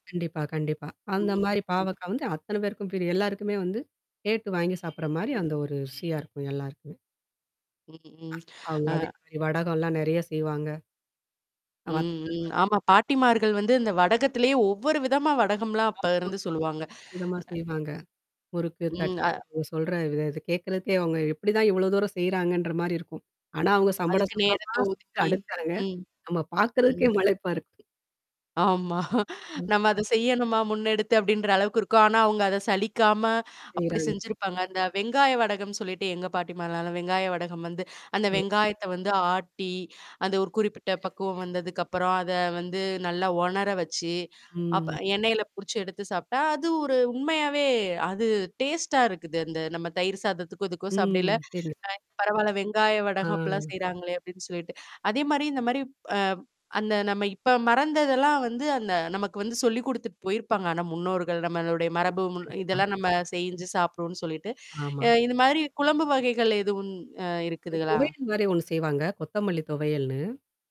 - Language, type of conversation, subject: Tamil, podcast, மரபு உணவுகள் உங்கள் வாழ்க்கையில் எந்த இடத்தைப் பெற்றுள்ளன?
- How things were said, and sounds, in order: other background noise; tapping; horn; static; distorted speech; unintelligible speech; other noise; laugh; in English: "டேஸ்ட்டா"